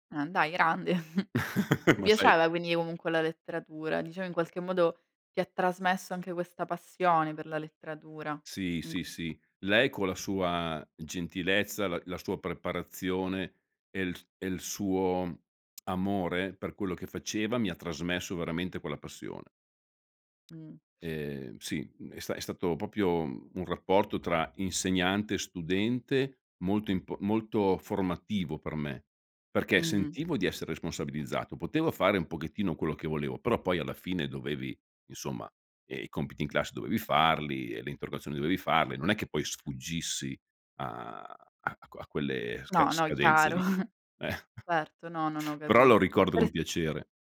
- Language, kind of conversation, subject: Italian, podcast, Quale insegnante ti ha segnato di più e perché?
- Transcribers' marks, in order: chuckle; laugh; "Diciamo" said as "diciam"; tsk; "proprio" said as "propio"; chuckle